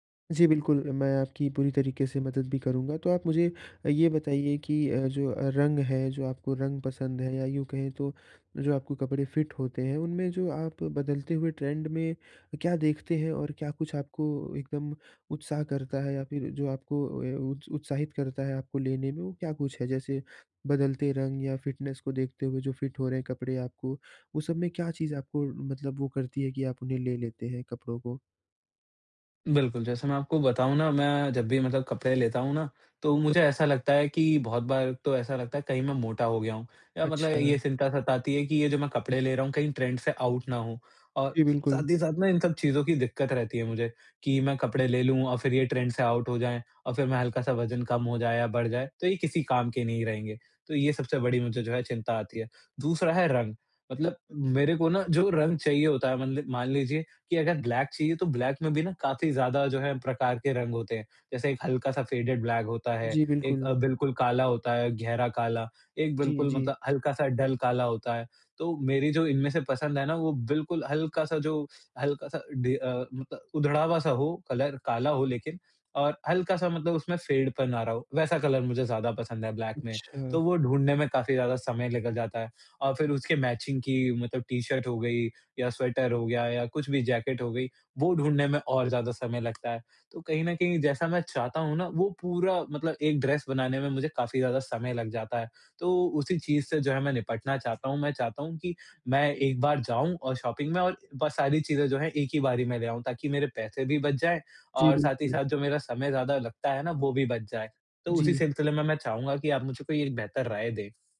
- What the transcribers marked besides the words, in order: tapping; in English: "फिट"; in English: "ट्रेंड"; in English: "फिटनेस"; in English: "फिट"; in English: "ट्रेंड"; in English: "आउट"; in English: "ट्रेंड"; in English: "आउट"; in English: "ब्लैक"; in English: "ब्लैक"; in English: "फेडेड ब्लैक"; in English: "डल"; in English: "कलर"; in English: "कलर"; in English: "ब्लैक"; in English: "मैचिंग"; in English: "ड्रेस"; in English: "शॉपिंग"
- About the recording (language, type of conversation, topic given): Hindi, advice, कपड़े और फैशन चुनने में मुझे मुश्किल होती है—मैं कहाँ से शुरू करूँ?